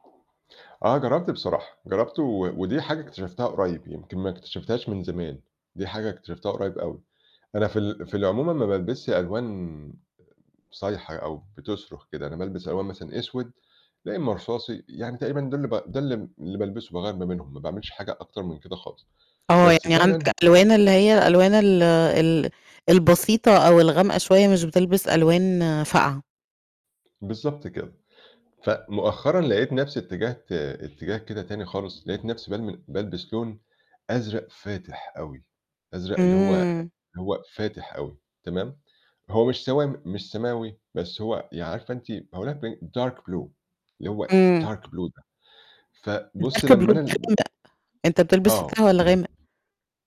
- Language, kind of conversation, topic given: Arabic, podcast, إزاي بتختار لبسك لما بتكون زعلان؟
- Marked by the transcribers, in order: distorted speech; other background noise; unintelligible speech; in English: "dark blue"; in English: "dark blue"; unintelligible speech; other noise